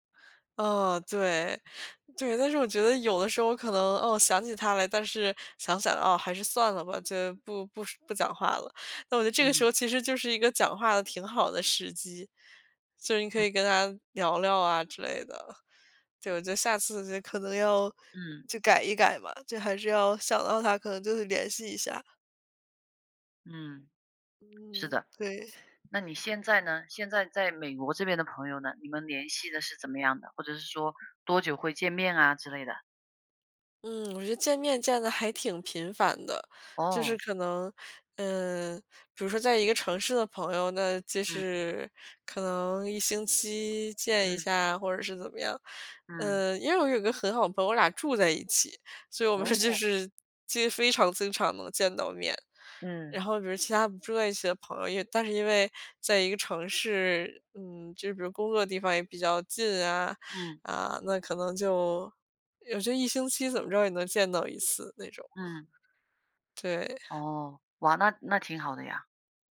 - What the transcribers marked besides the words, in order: other background noise; laughing while speaking: "我们"; chuckle
- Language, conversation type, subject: Chinese, unstructured, 朋友之间如何保持长久的友谊？
- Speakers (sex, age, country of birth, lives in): female, 25-29, China, United States; female, 35-39, China, United States